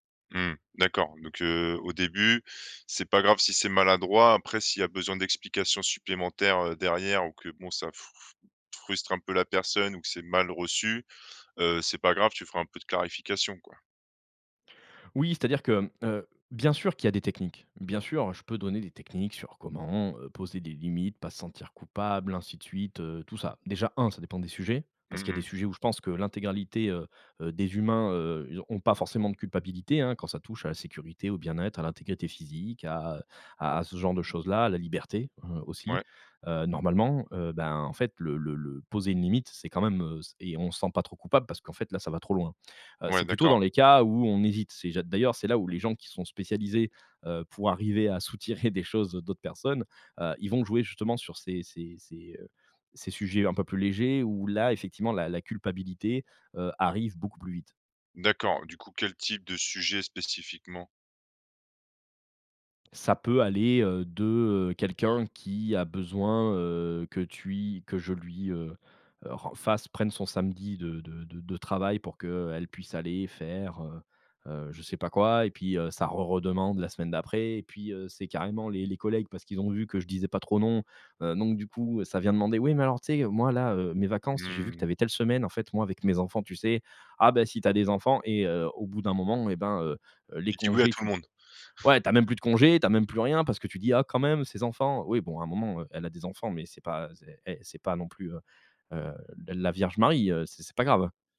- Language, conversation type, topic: French, podcast, Comment apprendre à poser des limites sans se sentir coupable ?
- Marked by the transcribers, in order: chuckle; "tu" said as "tui"; chuckle